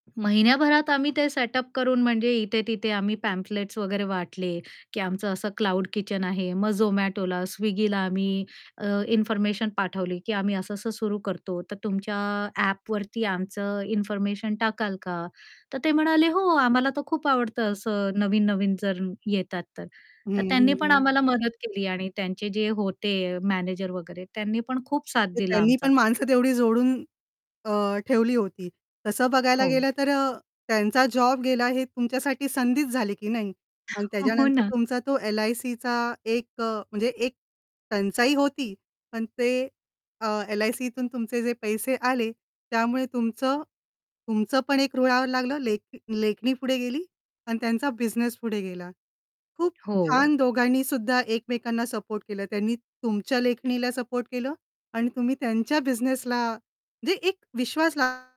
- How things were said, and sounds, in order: in English: "सेटअप"; in English: "पॅम्फलेट्स"; static; distorted speech; laughing while speaking: "हो ना"; tapping
- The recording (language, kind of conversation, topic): Marathi, podcast, अचानक मिळालेल्या थोड्या पैशांमुळे तुमच्या आयुष्यात काही मोठा बदल झाला का?